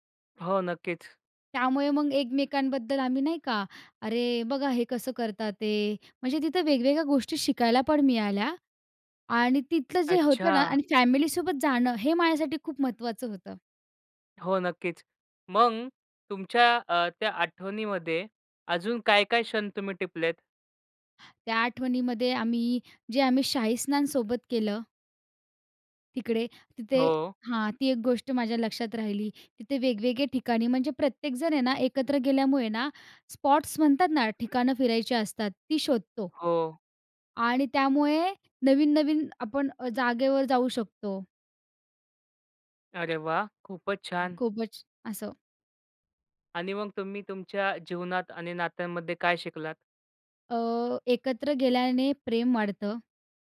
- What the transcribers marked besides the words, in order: tapping
- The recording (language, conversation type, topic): Marathi, podcast, एकत्र प्रवास करतानाच्या आठवणी तुमच्यासाठी का खास असतात?